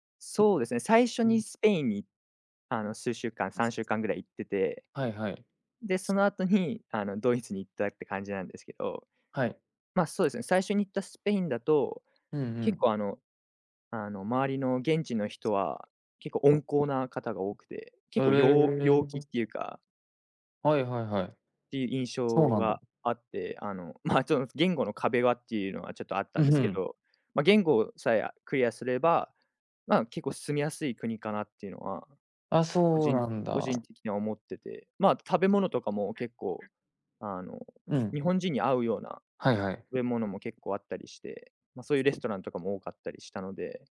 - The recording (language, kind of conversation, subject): Japanese, podcast, これまでで、あなたが一番印象に残っている体験は何ですか？
- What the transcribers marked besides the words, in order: tapping; other background noise; unintelligible speech